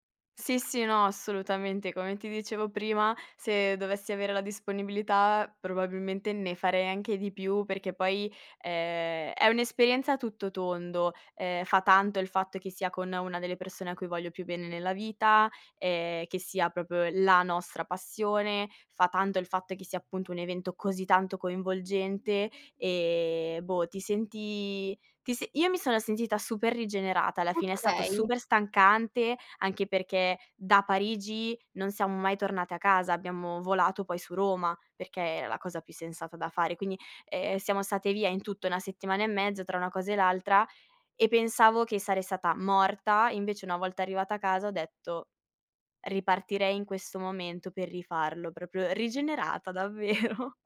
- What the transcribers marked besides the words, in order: tapping; stressed: "la nostra passione"; drawn out: "E"; joyful: "Proprio rigenerata, davvero"
- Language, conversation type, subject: Italian, podcast, Hai mai fatto un viaggio solo per un concerto?